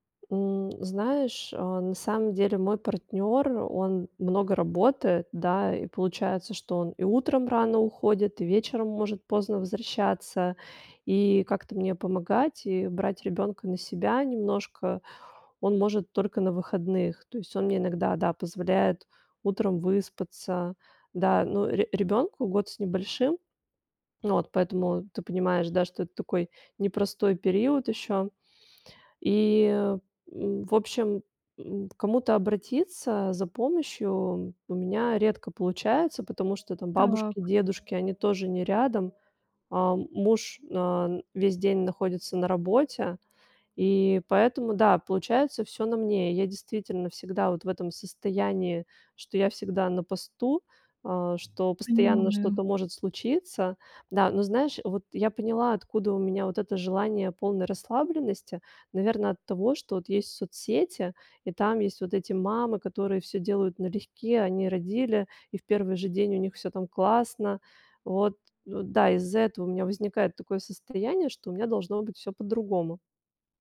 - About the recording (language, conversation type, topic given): Russian, advice, Как справиться с постоянным напряжением и невозможностью расслабиться?
- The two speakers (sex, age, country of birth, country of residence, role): female, 30-34, Russia, Estonia, advisor; female, 40-44, Russia, Italy, user
- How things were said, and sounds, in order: other background noise